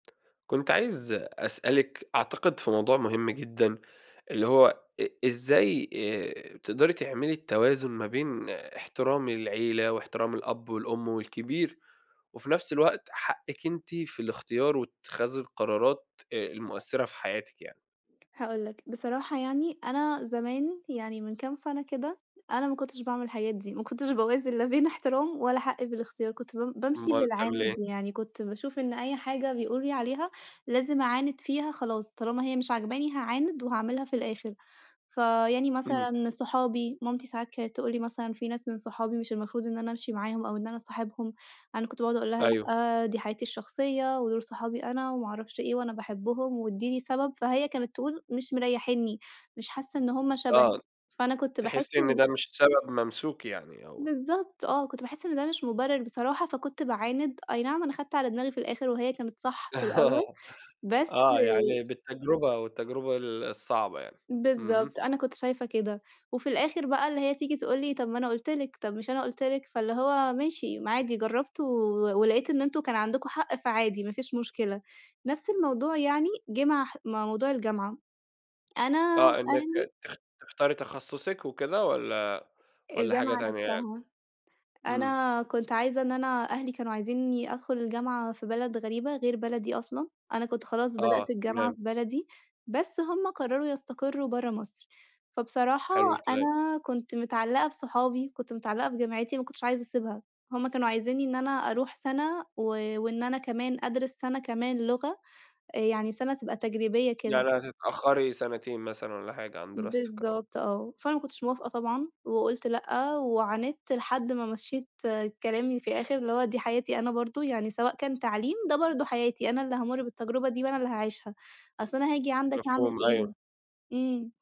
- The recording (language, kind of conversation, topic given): Arabic, podcast, إزاي توازن بين احترام العيلة وحقك في الاختيار؟
- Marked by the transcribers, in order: tapping; laughing while speaking: "باوازن لا بين احترام"; chuckle